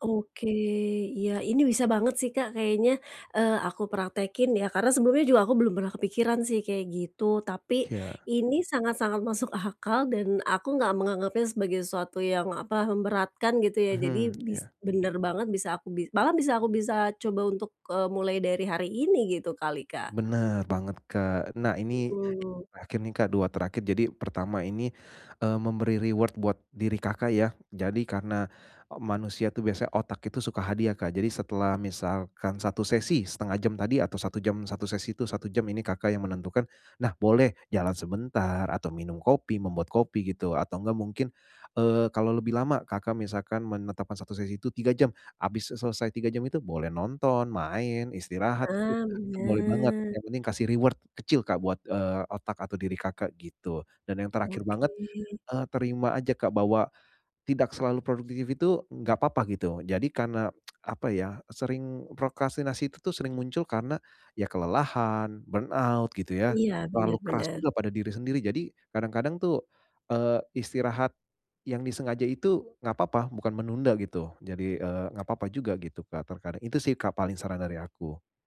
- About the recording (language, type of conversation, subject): Indonesian, advice, Bagaimana cara berhenti menunda dan mulai menyelesaikan tugas?
- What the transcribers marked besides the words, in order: "Iya" said as "Hiya"; tapping; other background noise; in English: "reward"; in English: "reward"; tsk; in English: "burnout"